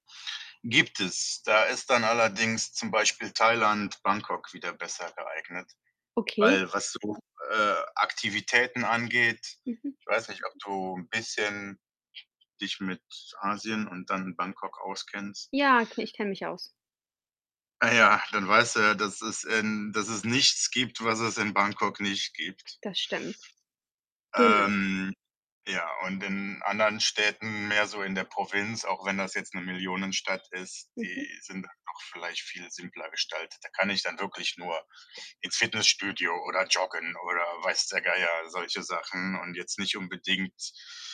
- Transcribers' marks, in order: other background noise; distorted speech; laughing while speaking: "Ah, ja"
- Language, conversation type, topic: German, advice, Wie kann ich mit Gefühlen von Isolation und Einsamkeit in einer neuen Stadt umgehen?
- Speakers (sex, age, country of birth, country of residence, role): female, 35-39, Germany, United States, advisor; male, 35-39, Germany, Germany, user